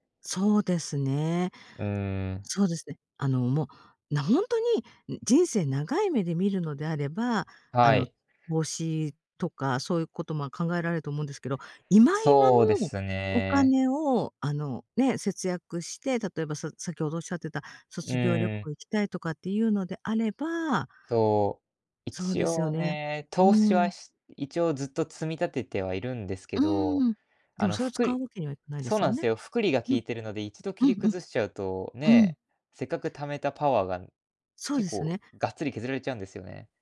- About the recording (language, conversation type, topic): Japanese, advice, 給料が少なくて毎月の生活費が足りないと感じているのはなぜですか？
- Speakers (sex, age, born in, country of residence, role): female, 50-54, Japan, Japan, advisor; male, 20-24, Japan, Japan, user
- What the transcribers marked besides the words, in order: "投資" said as "ぼうし"